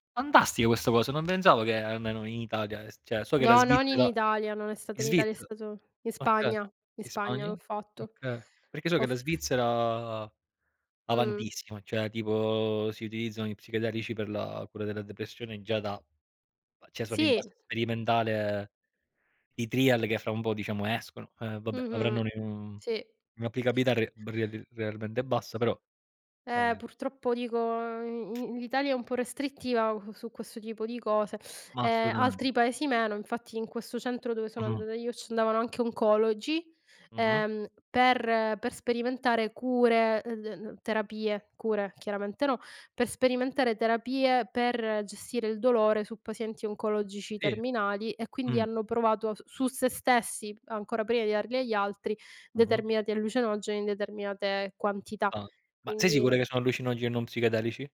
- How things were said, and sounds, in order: "cioè" said as "ceh"; other background noise; in English: "trial"; "allucinogeni" said as "allucenogeni"
- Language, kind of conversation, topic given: Italian, unstructured, Se potessi avere un giorno di libertà totale, quali esperienze cercheresti?